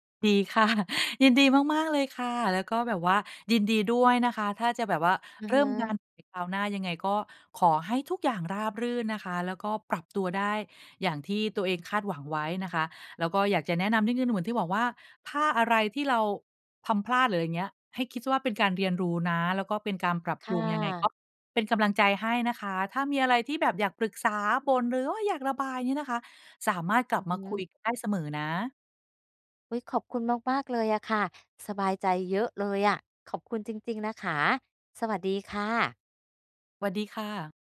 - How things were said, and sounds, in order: chuckle
- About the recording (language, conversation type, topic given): Thai, advice, ทำไมฉันถึงกลัวที่จะเริ่มงานใหม่เพราะความคาดหวังว่าตัวเองต้องทำได้สมบูรณ์แบบ?